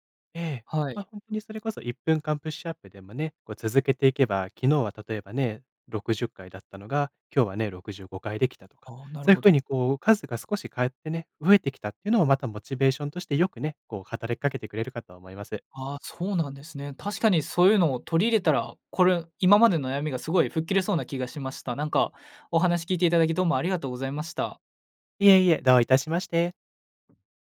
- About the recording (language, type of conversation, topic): Japanese, advice, トレーニングへのモチベーションが下がっているのですが、どうすれば取り戻せますか?
- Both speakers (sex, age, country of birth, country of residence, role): male, 20-24, Japan, Japan, user; male, 25-29, Japan, Portugal, advisor
- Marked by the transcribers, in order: none